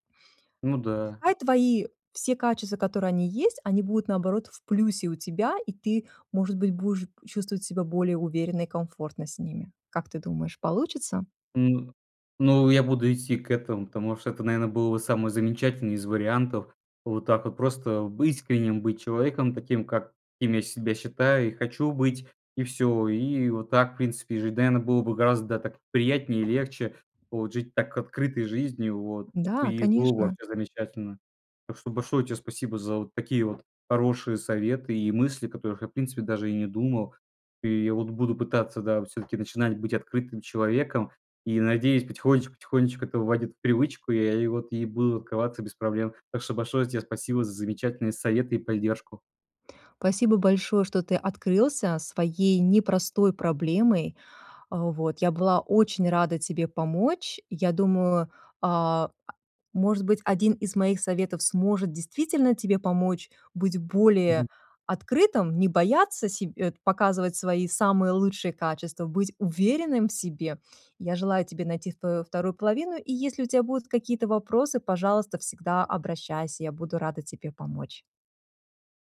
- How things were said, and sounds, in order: tapping
- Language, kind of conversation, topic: Russian, advice, Чего вы боитесь, когда становитесь уязвимыми в близких отношениях?
- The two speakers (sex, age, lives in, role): female, 40-44, United States, advisor; male, 20-24, Estonia, user